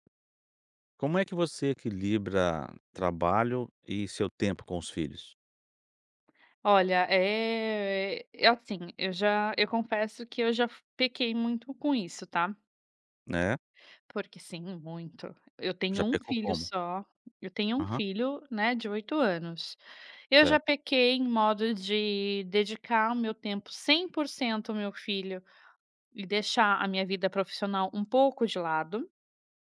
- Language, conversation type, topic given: Portuguese, podcast, Como você equilibra o trabalho e o tempo com os filhos?
- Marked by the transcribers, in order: tapping; drawn out: "é"; other background noise